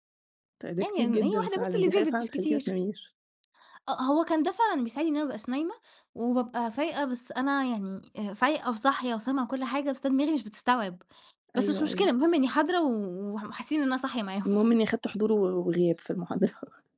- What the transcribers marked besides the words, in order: laugh
- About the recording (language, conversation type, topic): Arabic, podcast, بتعمل إيه لما ما تعرفش تنام؟